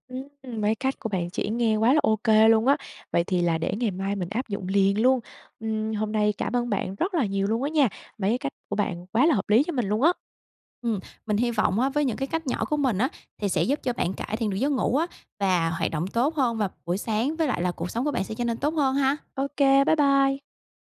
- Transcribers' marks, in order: tapping
- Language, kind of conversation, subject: Vietnamese, advice, Tại sao tôi cứ thức dậy mệt mỏi dù đã ngủ đủ giờ mỗi đêm?